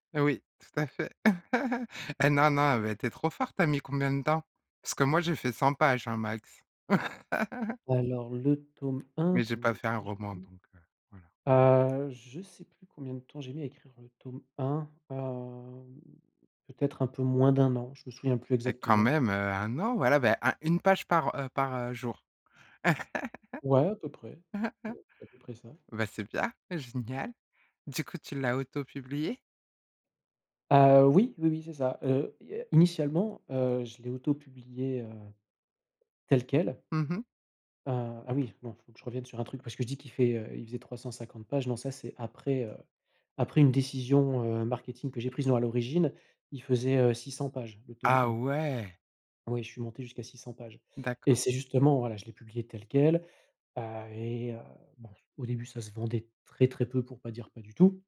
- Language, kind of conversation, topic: French, podcast, Quelle compétence as-tu apprise en autodidacte ?
- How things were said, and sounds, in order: chuckle; laugh; other background noise; laugh; surprised: "Ah ouais !"